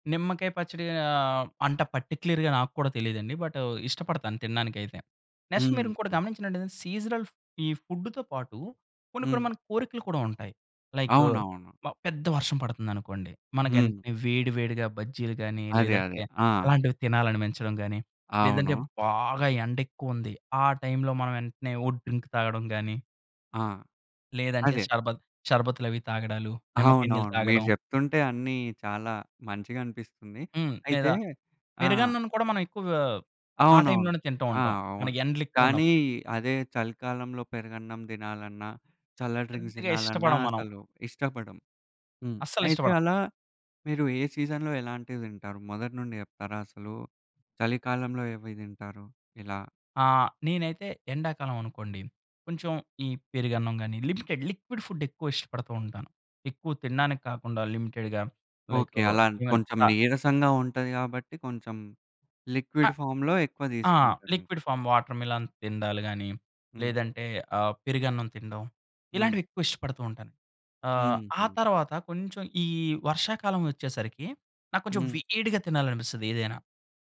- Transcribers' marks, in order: in English: "పార్టిక్యులర్‌గా"; in English: "నెక్స్ట్"; in English: "సీజనల్"; in English: "ఫుడ్‌తో"; "తినాలనిపించటం" said as "తినాలనిమించడం"; in English: "టైం‌లో"; in English: "డ్రింక్"; tapping; "లేదా" said as "నేదా"; in English: "టైంలోనే"; in English: "డ్రింక్స్"; in English: "సీజన్‌లో"; in English: "లిమిటెడ్ లిక్విడ్ ఫుడ్"; in English: "లిమిటెడ్‌గా"; in English: "ఈవెన్"; in English: "లిక్విడ్ ఫార్మ్‌లో"; in English: "లిక్విడ్ ఫార్మ్ వాటర్‌మెలన్"; stressed: "వేడిగా"
- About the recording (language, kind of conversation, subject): Telugu, podcast, సీజనల్ పదార్థాల రుచిని మీరు ఎలా ఆస్వాదిస్తారు?